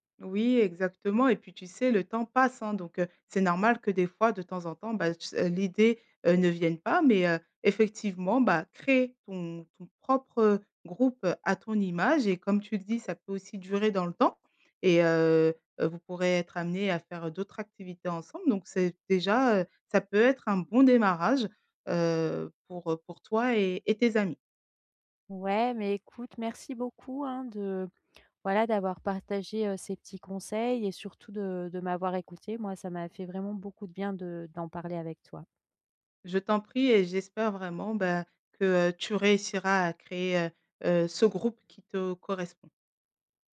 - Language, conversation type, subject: French, advice, Comment puis-je mieux m’intégrer à un groupe d’amis ?
- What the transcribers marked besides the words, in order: none